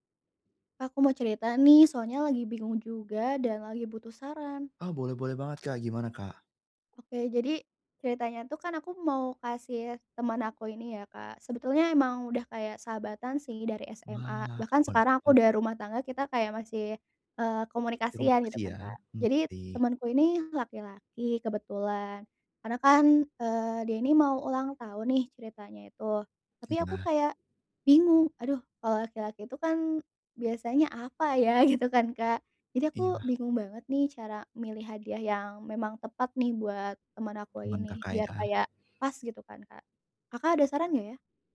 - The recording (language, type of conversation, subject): Indonesian, advice, Bagaimana caranya memilih hadiah yang tepat untuk orang lain?
- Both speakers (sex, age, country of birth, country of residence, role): female, 25-29, Indonesia, Indonesia, user; male, 25-29, Indonesia, Indonesia, advisor
- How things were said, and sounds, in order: unintelligible speech; laughing while speaking: "gitu"